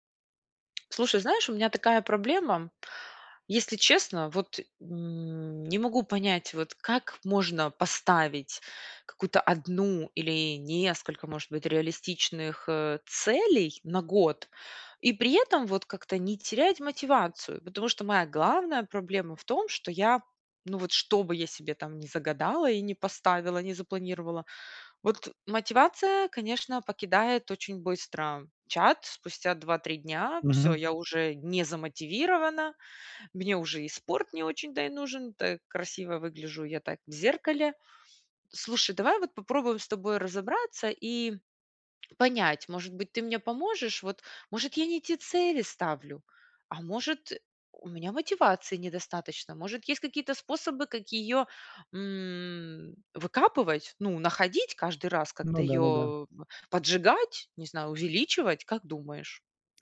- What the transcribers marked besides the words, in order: tapping; drawn out: "м"
- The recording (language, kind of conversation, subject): Russian, advice, Как поставить реалистичную и достижимую цель на год, чтобы не терять мотивацию?